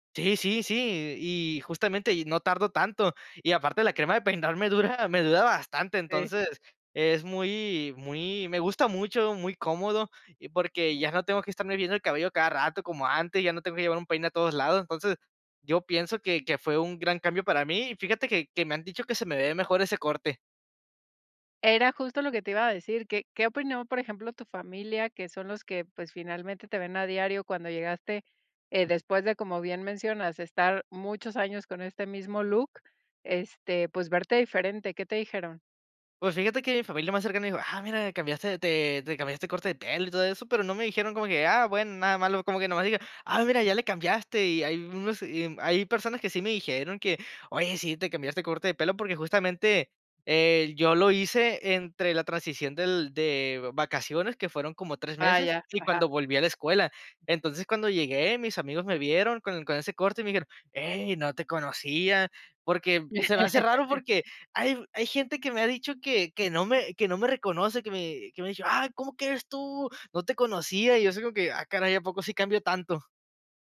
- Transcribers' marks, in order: chuckle
- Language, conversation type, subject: Spanish, podcast, ¿Qué consejo darías a alguien que quiere cambiar de estilo?